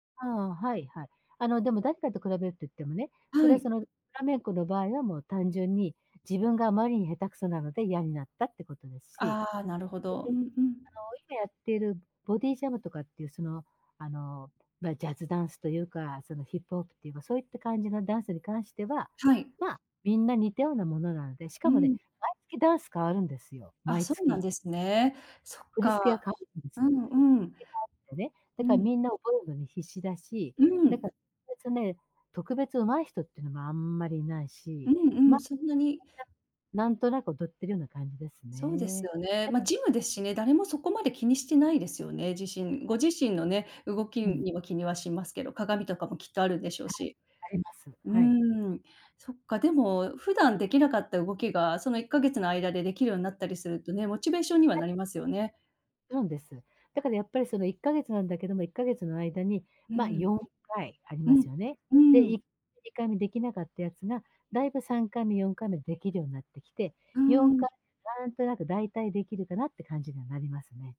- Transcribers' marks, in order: unintelligible speech; unintelligible speech; other background noise
- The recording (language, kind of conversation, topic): Japanese, advice, ジムで他人と比べて自己嫌悪になるのをやめるにはどうしたらいいですか？